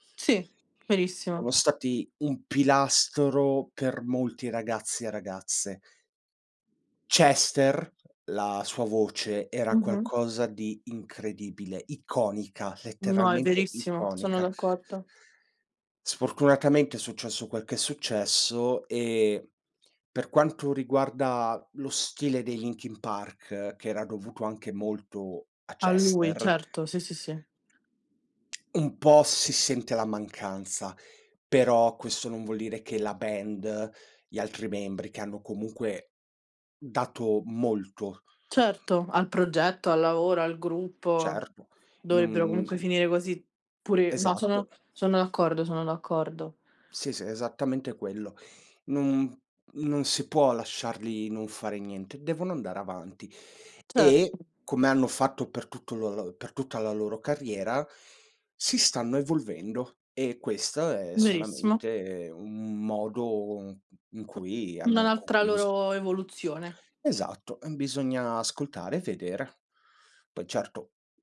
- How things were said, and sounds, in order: tapping; other background noise; tongue click; other noise
- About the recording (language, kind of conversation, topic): Italian, unstructured, Qual è il tuo genere musicale preferito e perché?